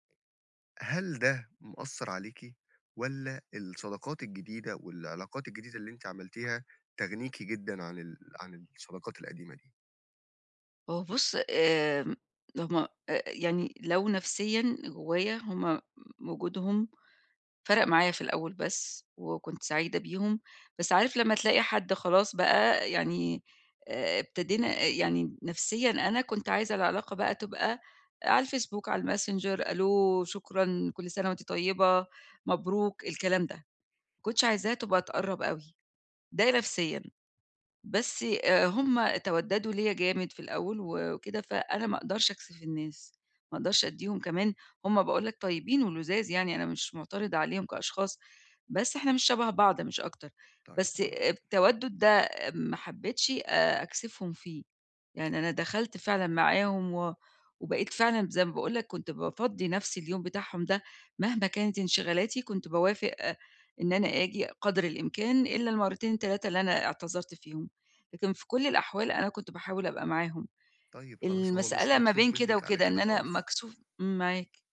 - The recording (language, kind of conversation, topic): Arabic, advice, إزاي بتتفكك صداقاتك القديمة بسبب اختلاف القيم أو أولويات الحياة؟
- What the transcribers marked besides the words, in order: none